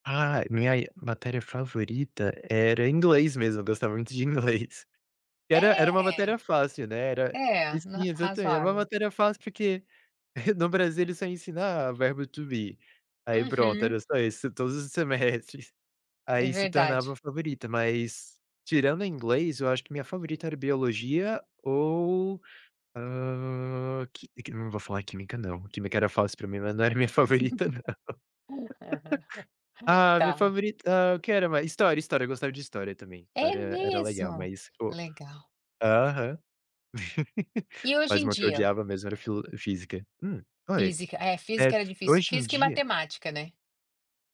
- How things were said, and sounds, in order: laughing while speaking: "inglês"; chuckle; in English: "to be"; laughing while speaking: "semestres"; chuckle; laughing while speaking: "Aham"; laughing while speaking: "não era minha favorita, não"; laugh; laugh
- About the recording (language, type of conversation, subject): Portuguese, podcast, Qual foi um momento em que aprender algo novo te deixou feliz?